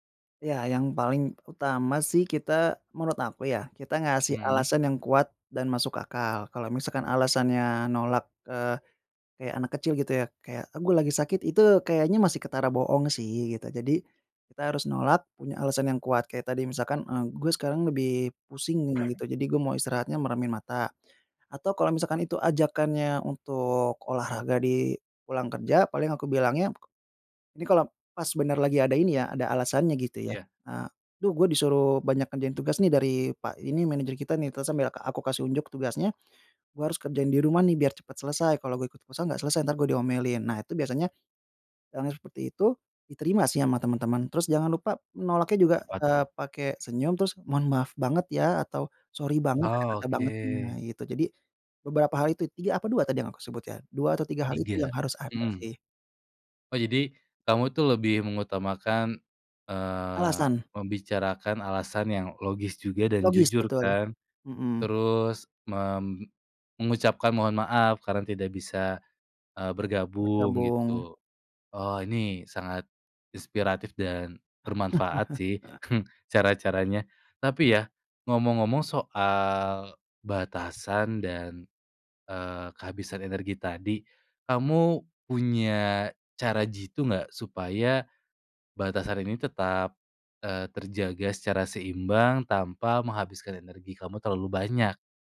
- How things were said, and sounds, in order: cough; tapping; chuckle
- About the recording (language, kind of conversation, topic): Indonesian, podcast, Bagaimana cara kamu menetapkan batas agar tidak kehabisan energi?